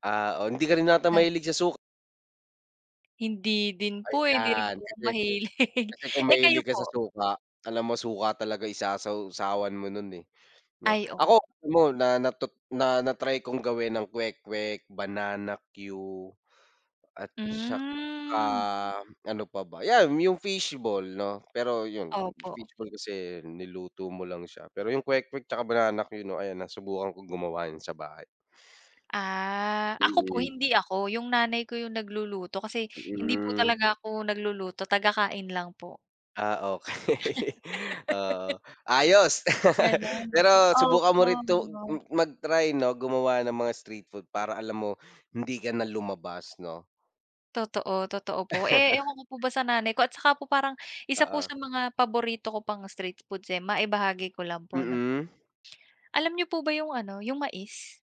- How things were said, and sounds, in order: laughing while speaking: "mahilig"; tapping; wind; laughing while speaking: "okey"; laugh; chuckle; other background noise; unintelligible speech; chuckle
- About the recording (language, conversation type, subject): Filipino, unstructured, Ano ang paborito mong pagkaing kalye at bakit?
- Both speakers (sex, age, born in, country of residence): female, 30-34, Philippines, Philippines; male, 25-29, Philippines, Philippines